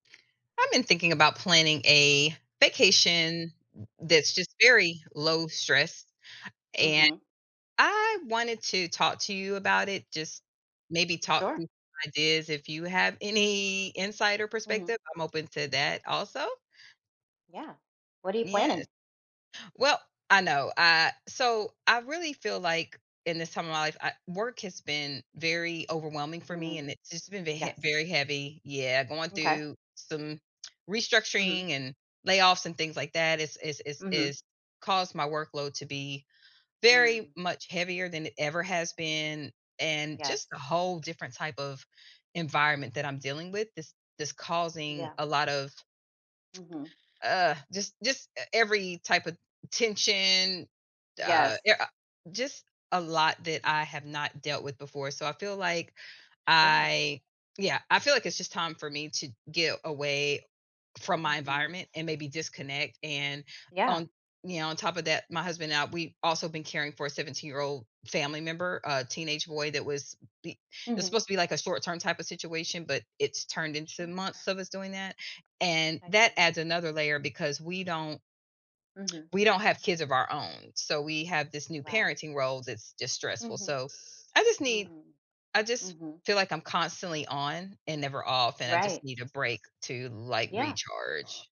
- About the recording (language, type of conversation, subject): English, advice, How can I plan a low-stress vacation?
- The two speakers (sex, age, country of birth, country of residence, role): female, 40-44, United States, United States, advisor; female, 45-49, United States, United States, user
- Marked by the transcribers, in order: other noise; other background noise; tapping; tsk; tsk